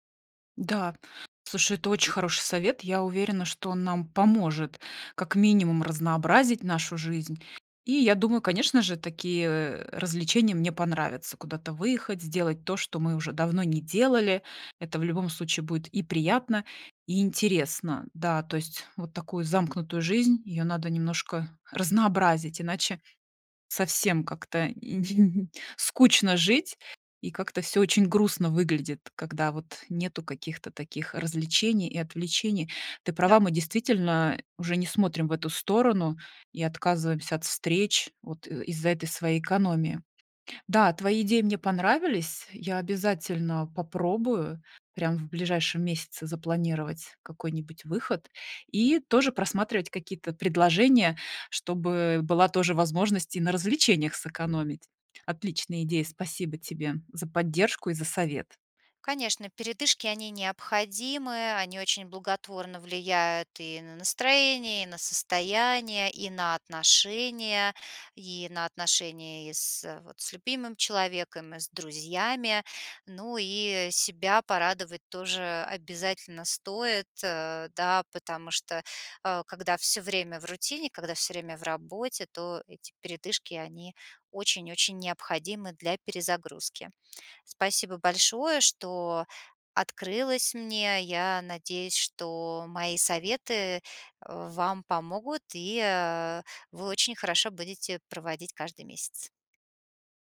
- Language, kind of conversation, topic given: Russian, advice, Как начать экономить, не лишая себя удовольствий?
- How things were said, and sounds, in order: chuckle; tapping; other noise